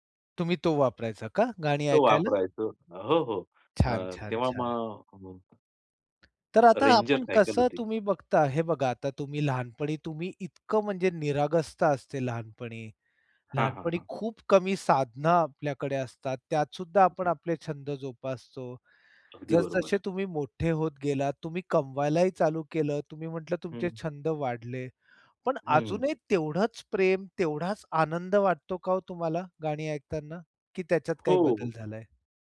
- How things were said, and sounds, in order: other noise; tapping
- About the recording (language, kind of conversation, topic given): Marathi, podcast, तणावात तुम्हाला कोणता छंद मदत करतो?